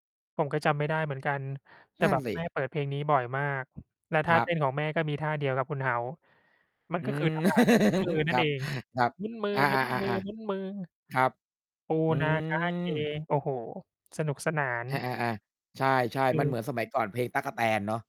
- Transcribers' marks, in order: mechanical hum; giggle; distorted speech; singing: "หมุนมือ ๆ ๆ"; singing: "ปูนาขาเก"
- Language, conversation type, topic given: Thai, unstructured, ในชีวิตของคุณเคยมีเพลงไหนที่รู้สึกว่าเป็นเพลงประจำตัวของคุณไหม?
- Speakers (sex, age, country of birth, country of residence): male, 35-39, Thailand, Thailand; male, 40-44, Thailand, Thailand